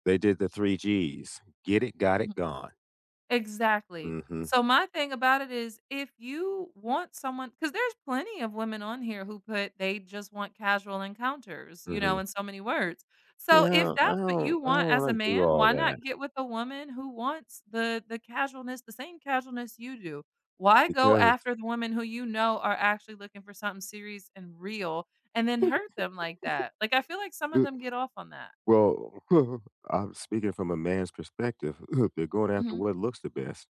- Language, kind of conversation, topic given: English, unstructured, How do you handle romantic expectations that don’t match your own?
- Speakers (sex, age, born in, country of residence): female, 35-39, United States, United States; male, 60-64, United States, United States
- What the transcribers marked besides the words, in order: other noise; stressed: "real"; giggle